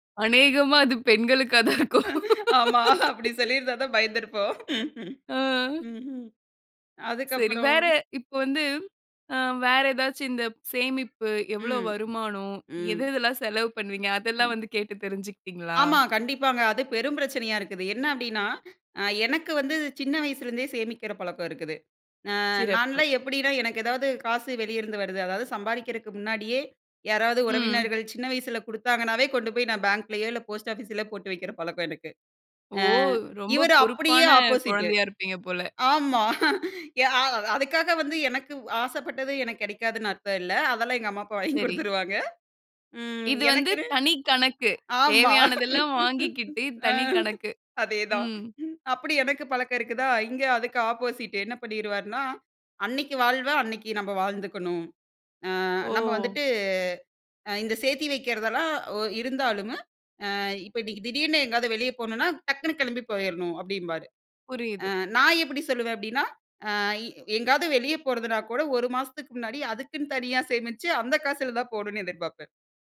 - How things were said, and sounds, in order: laughing while speaking: "பெண்களுக்கா தான் இருக்கும்"; other noise; laughing while speaking: "ஆமா அப்டி சொல்லியிருந்தா தான் பயந்திருப்போம்"; in English: "ஆப்போசிட்டு"; laugh; laughing while speaking: "வாங்கி கொடுத்துருவாங்க"; laughing while speaking: "அ. அதேதான்"; in English: "ஆப்போசிட்டு"
- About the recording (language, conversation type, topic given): Tamil, podcast, திருமணத்திற்கு முன் பேசிக்கொள்ள வேண்டியவை என்ன?